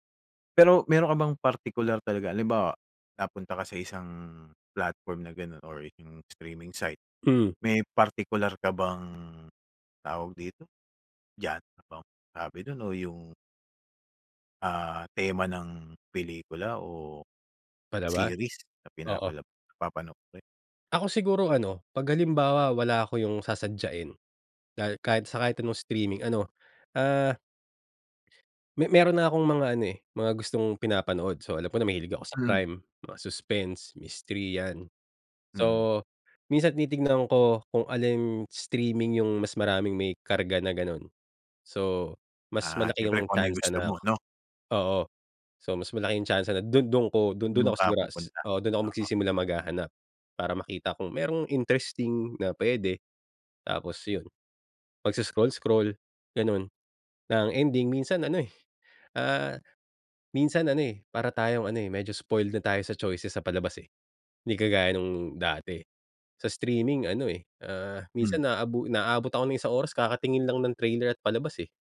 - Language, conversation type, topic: Filipino, podcast, Paano ka pumipili ng mga palabas na papanoorin sa mga platapormang pang-estriming ngayon?
- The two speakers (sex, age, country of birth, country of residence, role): male, 35-39, Philippines, Philippines, guest; male, 45-49, Philippines, Philippines, host
- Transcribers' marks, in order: in English: "platform"; in English: "streaming site"; in English: "genre?"; in English: "series"; in English: "crime"; in English: "suspense, mystery"; in English: "streaming"; in English: "interesting"; in English: "streaming"; in English: "trailer"